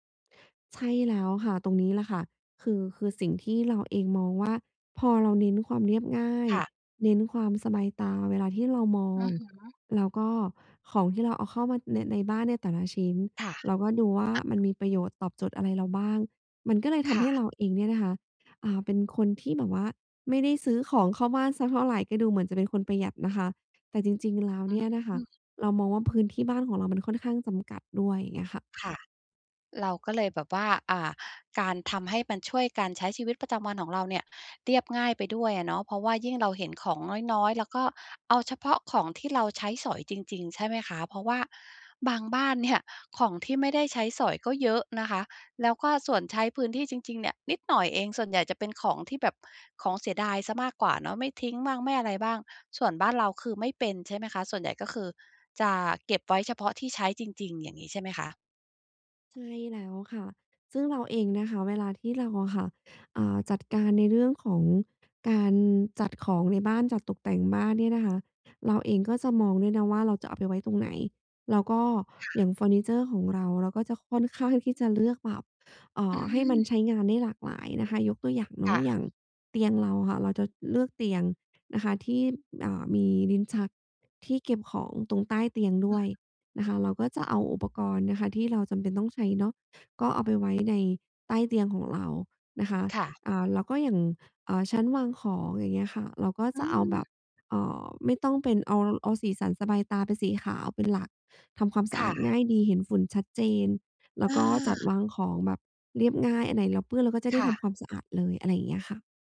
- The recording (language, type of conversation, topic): Thai, podcast, การแต่งบ้านสไตล์มินิมอลช่วยให้ชีวิตประจำวันของคุณดีขึ้นอย่างไรบ้าง?
- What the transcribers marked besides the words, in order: tapping; laughing while speaking: "เนี่ย"; laughing while speaking: "ข้าง"; other background noise